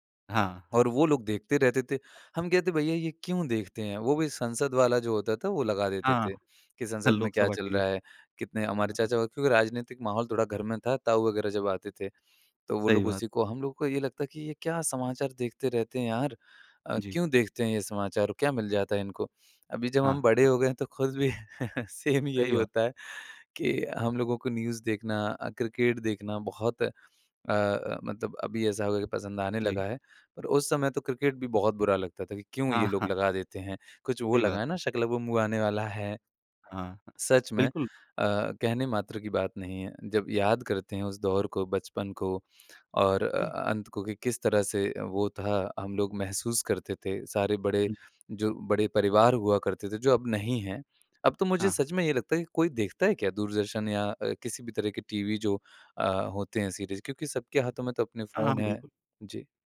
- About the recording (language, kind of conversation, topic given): Hindi, podcast, बचपन के कौन से टीवी कार्यक्रम आपको सबसे ज़्यादा याद आते हैं?
- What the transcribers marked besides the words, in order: chuckle; chuckle; in English: "सेम"; in English: "न्यूज़"